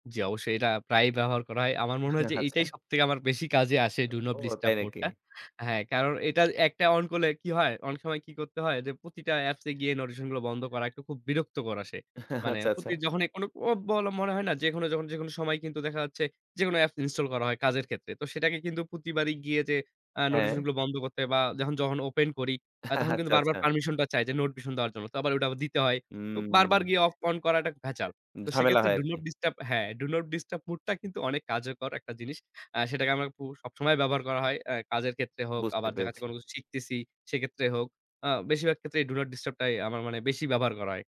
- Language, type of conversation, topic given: Bengali, podcast, ফোনের বিজ্ঞপ্তি আপনি কীভাবে সামলান?
- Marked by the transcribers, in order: laughing while speaking: "আচ্ছা"; other background noise; in English: "do not disturb"; scoff; laugh; in English: "apps install"; laugh; tapping; in English: "do not disturb"; in English: "do not disturb mode"; in English: "do not disturb"